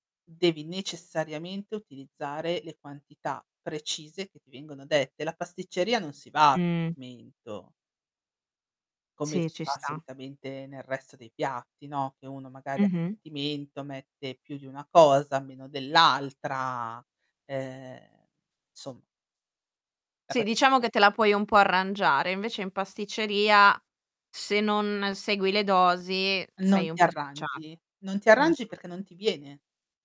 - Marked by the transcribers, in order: distorted speech
- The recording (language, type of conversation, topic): Italian, podcast, Quando è stata la volta in cui cucinare è diventato per te un gesto di cura?
- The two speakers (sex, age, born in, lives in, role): female, 25-29, Italy, Italy, host; female, 40-44, Italy, Spain, guest